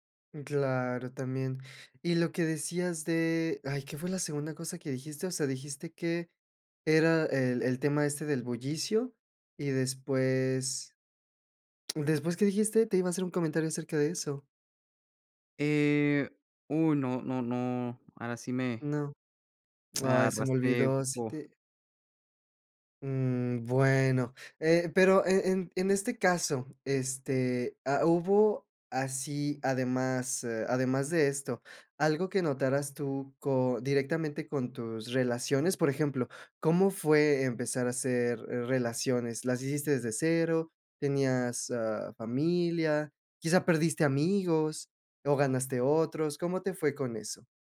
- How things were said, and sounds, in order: lip smack
- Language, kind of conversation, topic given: Spanish, podcast, ¿Qué cambio de ciudad te transformó?